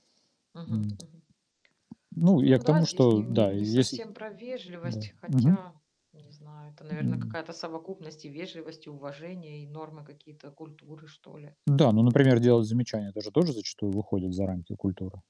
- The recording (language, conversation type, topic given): Russian, unstructured, Какие качества в людях ты ценишь больше всего?
- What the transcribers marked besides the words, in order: mechanical hum; static; tapping; other background noise